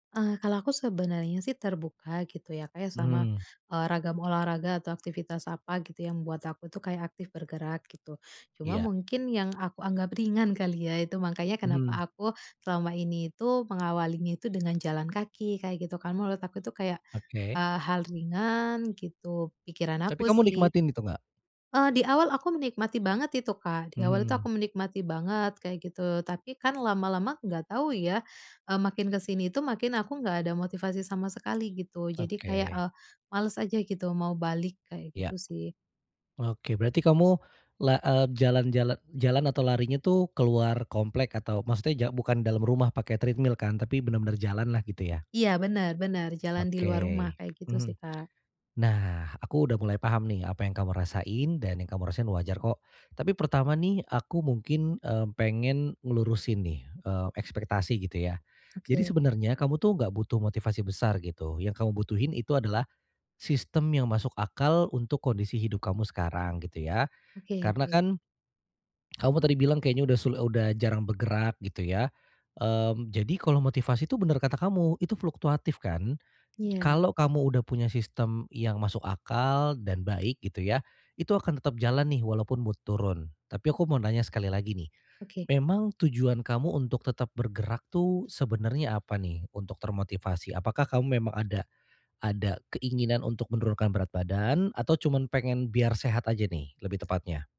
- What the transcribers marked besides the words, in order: in English: "treadmill"; in English: "mood"
- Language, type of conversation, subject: Indonesian, advice, Bagaimana cara tetap termotivasi untuk lebih sering bergerak setiap hari?